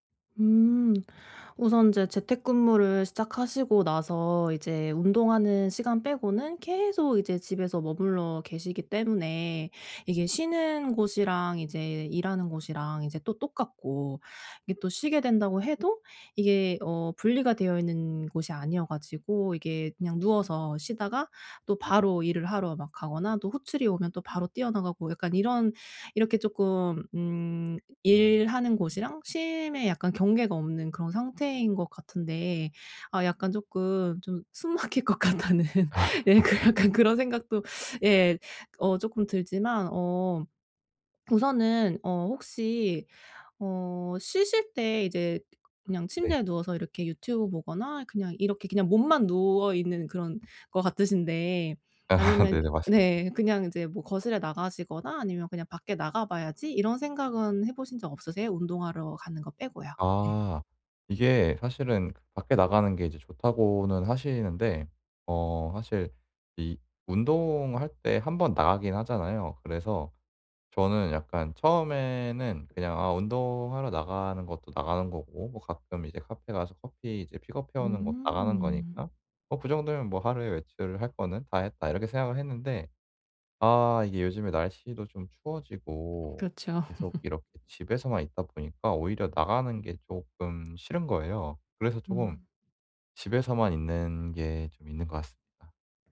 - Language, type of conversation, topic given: Korean, advice, 집에서 긴장을 풀고 편하게 쉴 수 있는 방법은 무엇인가요?
- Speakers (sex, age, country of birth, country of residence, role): female, 35-39, South Korea, Germany, advisor; male, 25-29, South Korea, South Korea, user
- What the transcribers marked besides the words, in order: other background noise; laughing while speaking: "'숨 막힐 것 같다.'는 예 약간 그런 생각도"; laugh; laughing while speaking: "아"; laugh; tapping